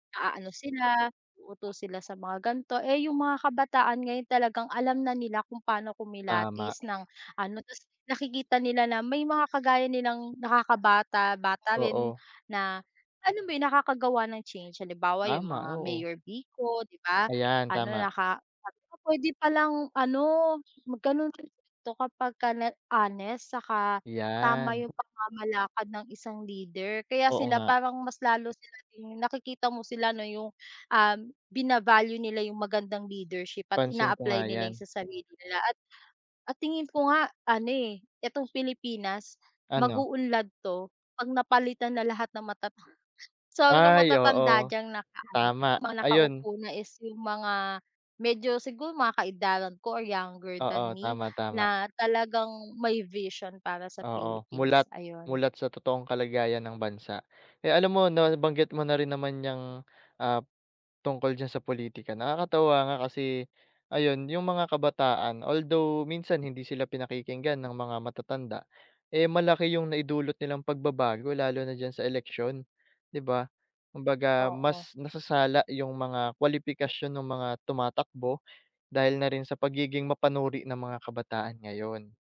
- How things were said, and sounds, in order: in English: "younger than me"
- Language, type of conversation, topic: Filipino, unstructured, Paano mo nakikita ang papel ng kabataan sa pagbabago ng lipunan?